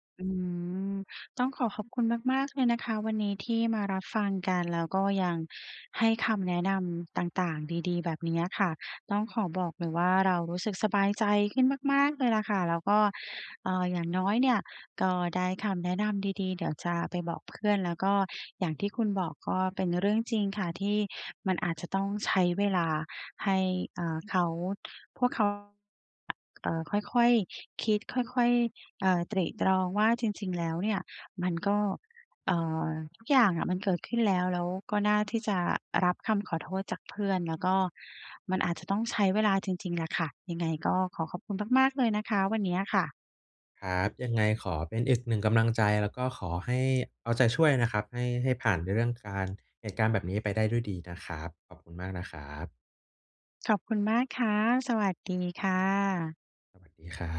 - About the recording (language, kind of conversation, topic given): Thai, advice, ฉันควรทำอย่างไรเพื่อรักษาความสัมพันธ์หลังเหตุการณ์สังสรรค์ที่ทำให้อึดอัด?
- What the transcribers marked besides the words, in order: other background noise